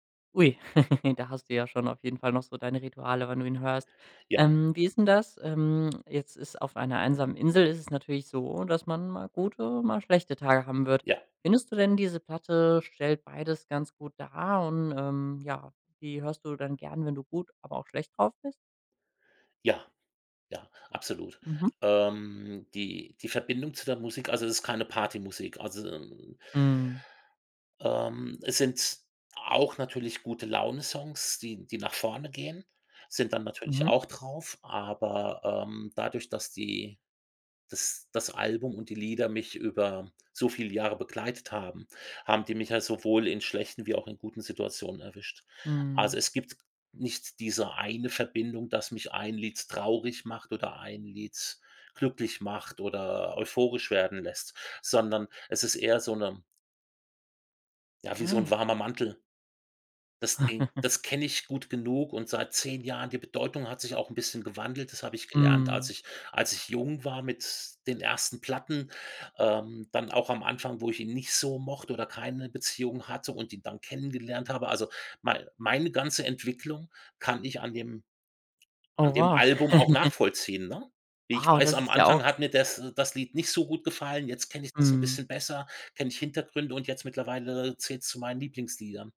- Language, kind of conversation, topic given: German, podcast, Welches Album würdest du auf eine einsame Insel mitnehmen?
- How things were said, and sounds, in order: chuckle; chuckle; chuckle